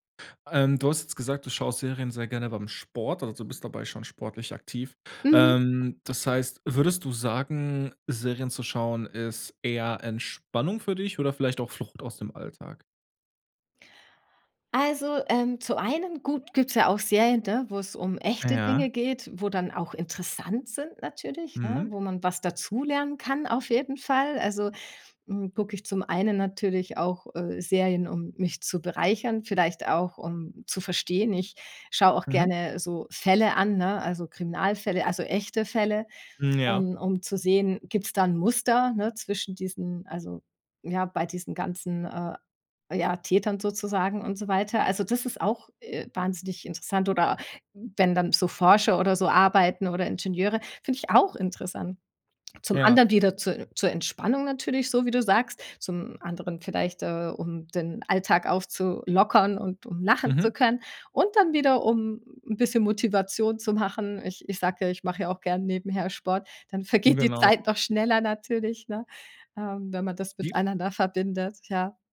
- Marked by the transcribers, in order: none
- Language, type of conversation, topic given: German, podcast, Was macht eine Serie binge-würdig?